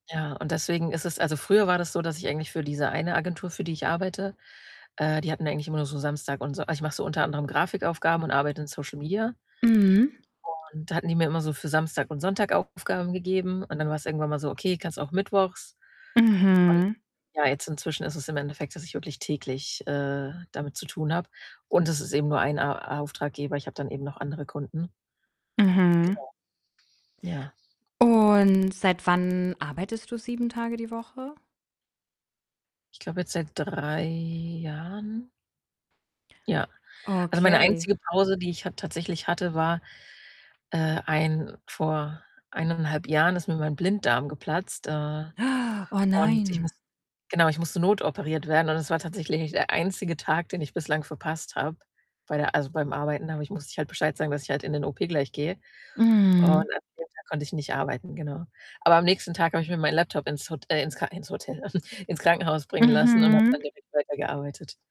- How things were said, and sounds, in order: distorted speech; other background noise; inhale; chuckle
- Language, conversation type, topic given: German, advice, Wie kann ich Pausen so gestalten, dass sie mich wirklich erholen?